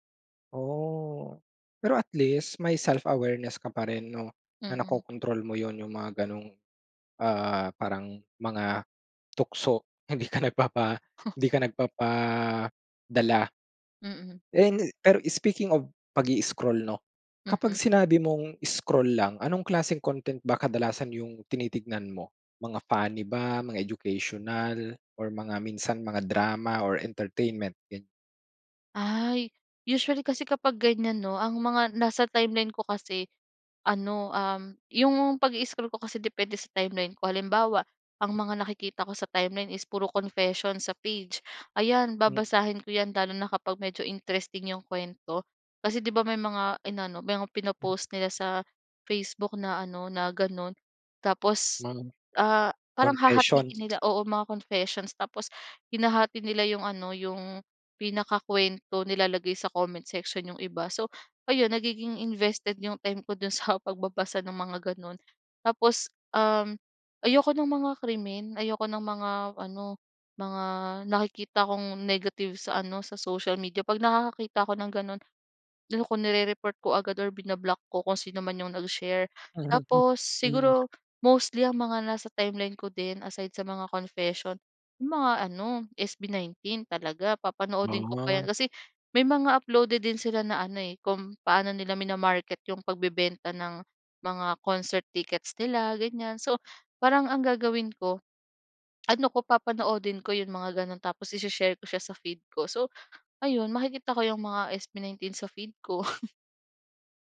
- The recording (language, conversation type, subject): Filipino, podcast, Ano ang karaniwan mong ginagawa sa telepono mo bago ka matulog?
- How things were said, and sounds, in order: laughing while speaking: "Hindi ka nagpapa"; other background noise; laughing while speaking: "sa"; chuckle